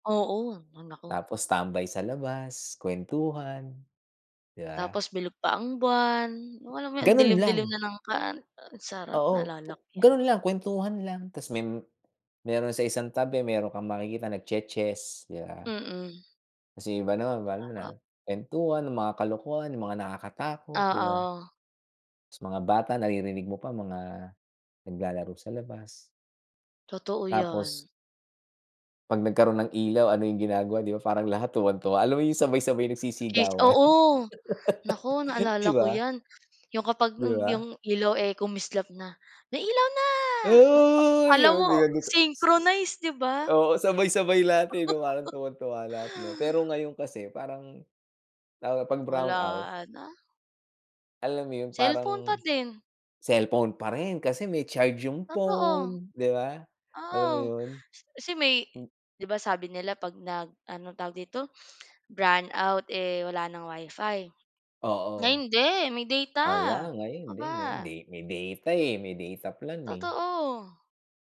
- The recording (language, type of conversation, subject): Filipino, unstructured, Ano ang masasabi mo tungkol sa unti-unting pagkawala ng mga tradisyon dahil sa makabagong teknolohiya?
- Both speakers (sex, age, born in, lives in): female, 25-29, Philippines, Philippines; male, 45-49, Philippines, United States
- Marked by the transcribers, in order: laugh; drawn out: "Uy!"; unintelligible speech; laugh